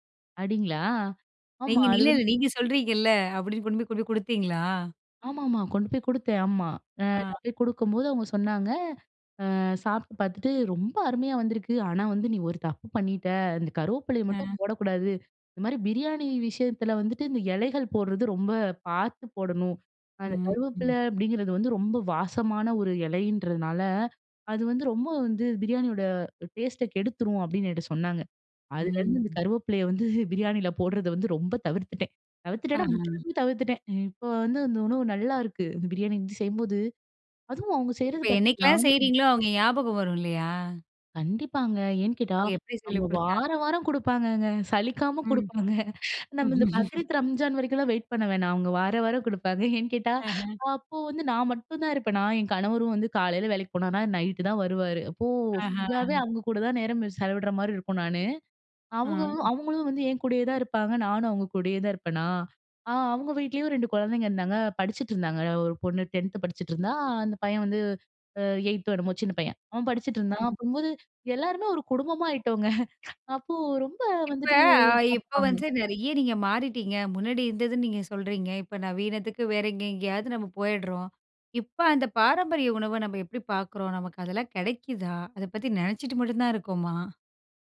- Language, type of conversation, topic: Tamil, podcast, பாரம்பரிய உணவை யாரோ ஒருவருடன் பகிர்ந்தபோது உங்களுக்கு நடந்த சிறந்த உரையாடல் எது?
- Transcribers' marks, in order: "அப்டிங்களா" said as "அடிங்களா"; "இலல்ல" said as "நிலல்ல"; "என்கிட்ட" said as "என்ட"; laughing while speaking: "கருவேப்பிலைய வந்து பிரியாணியில"; drawn out: "ம்"; laughing while speaking: "கொடுப்பாங்கங்க. சலிக்காம குடுப்பாங்க"; chuckle; laughing while speaking: "வார வாரம் குடுப்பாங்க. ஏன் கேட்டா"; "அப்போது" said as "அப்பம்போது"; laughing while speaking: "ஒரு குடும்பமா ஆயிட்டோங்க"